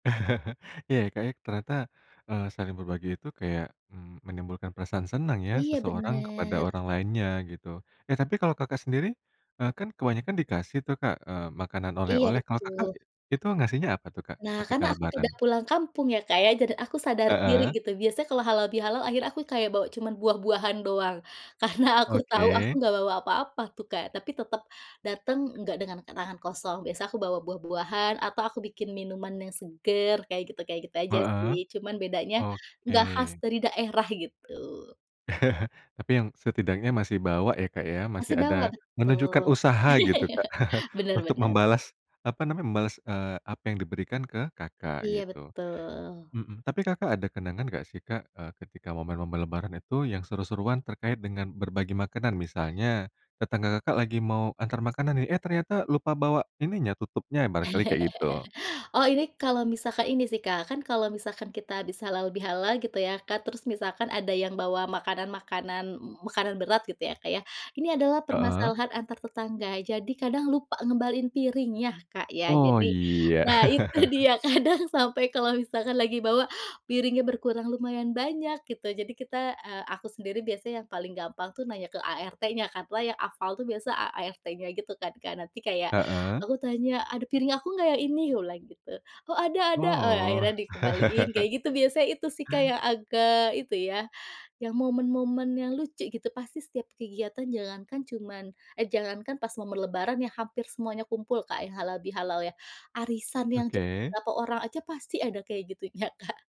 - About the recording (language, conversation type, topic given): Indonesian, podcast, Kenapa berbagi makanan bisa membuat hubungan lebih dekat?
- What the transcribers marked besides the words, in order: laugh; tapping; other background noise; laughing while speaking: "Karena aku tahu"; laugh; chuckle; laugh; laugh; laughing while speaking: "itu dia kadang"; laugh; laugh; laughing while speaking: "gitunya Kak"